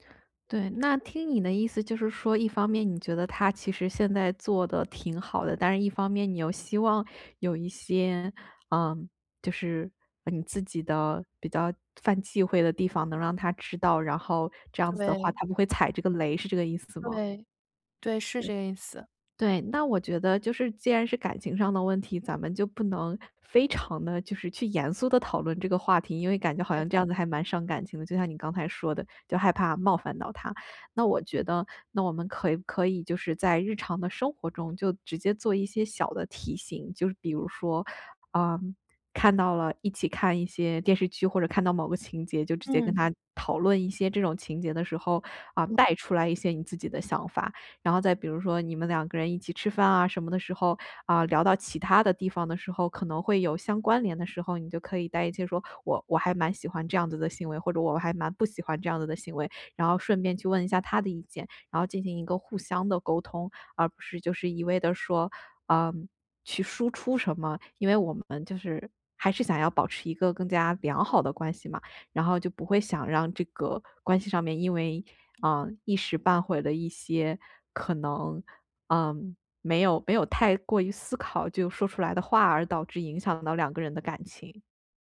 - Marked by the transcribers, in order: stressed: "非常"; other noise
- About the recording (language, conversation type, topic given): Chinese, advice, 我该如何在新关系中设立情感界限？